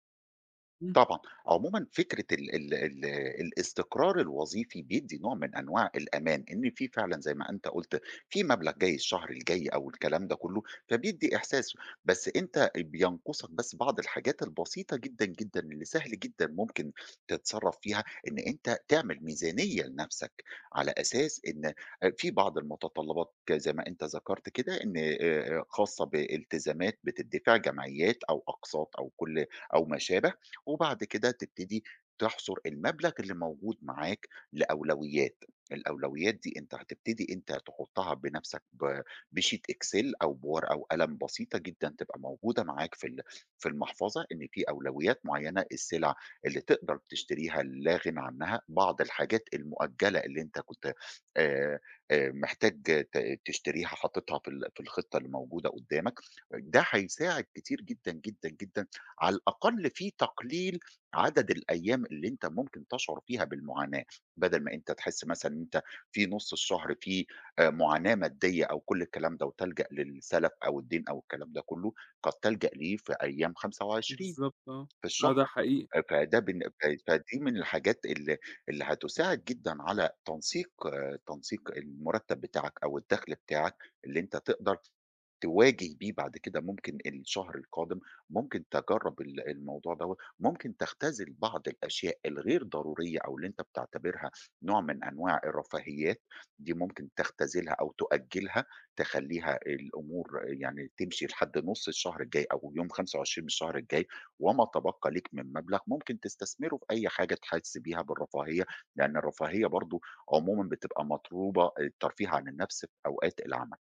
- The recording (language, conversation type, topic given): Arabic, advice, إزاي ألتزم بالميزانية الشهرية من غير ما أغلط؟
- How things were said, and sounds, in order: in English: "بsheet"; "مطلوبة" said as "مطروبة"